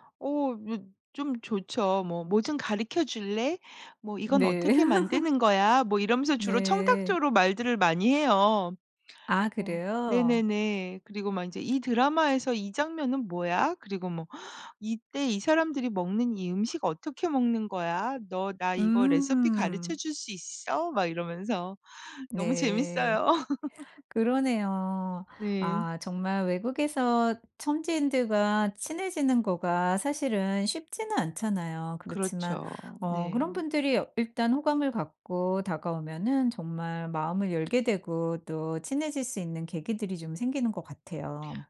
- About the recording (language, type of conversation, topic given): Korean, podcast, 현지인들과 친해지게 된 계기 하나를 솔직하게 이야기해 주실래요?
- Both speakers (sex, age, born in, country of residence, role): female, 50-54, South Korea, Italy, guest; female, 50-54, South Korea, United States, host
- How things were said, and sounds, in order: other noise; laugh; laugh